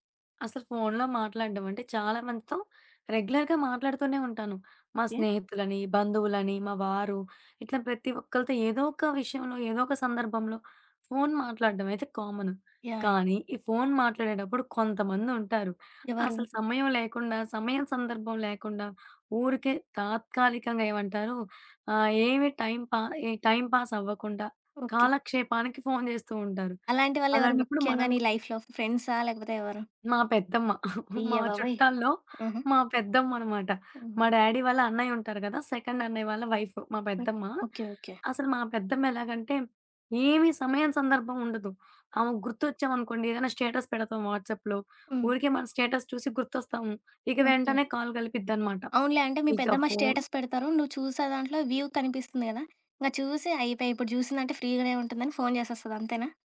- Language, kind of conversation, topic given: Telugu, podcast, ఫోన్‌లో మాట్లాడేటప్పుడు నిజంగా శ్రద్ధగా ఎలా వినాలి?
- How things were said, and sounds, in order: in English: "రెగ్యులర్‌గా"; other background noise; in English: "టైమ్ పాాస్"; in English: "లైఫ్‌లో ఫ్రెండ్సా?"; giggle; in English: "డ్యాడీ"; in English: "సెకండ్"; in English: "స్టేటస్"; in English: "వాట్సాప్‌లో"; in English: "స్టేటస్"; in English: "కాల్"; in English: "స్టేటస్"; in English: "వ్యూ"; in English: "ఫ్రీగానే"